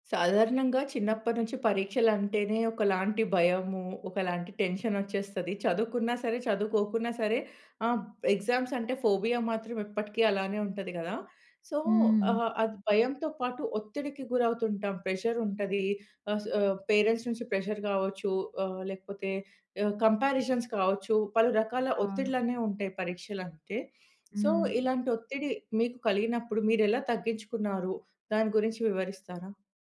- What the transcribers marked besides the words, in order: in English: "ఫోబియా"; in English: "సో"; in English: "పేరెంట్స్"; in English: "ప్రెజర్"; in English: "కంపారిజన్స్"; in English: "సో"; tapping
- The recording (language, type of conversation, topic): Telugu, podcast, పరీక్షల ఒత్తిడిని తగ్గించుకోవడానికి మనం ఏమి చేయాలి?